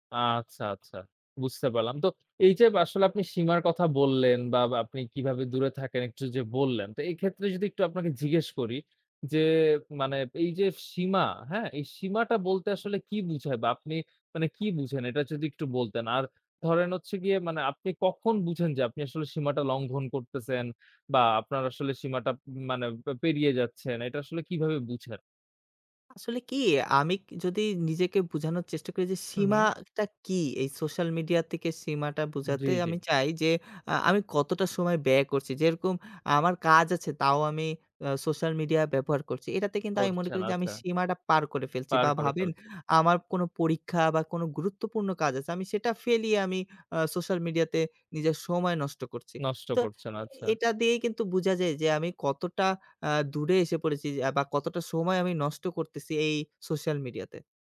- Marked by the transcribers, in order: tapping; "ফেলে" said as "ফেলিয়ে"
- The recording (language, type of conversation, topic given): Bengali, podcast, সোশ্যাল মিডিয়ায় আপনি নিজের সীমা কীভাবে নির্ধারণ করেন?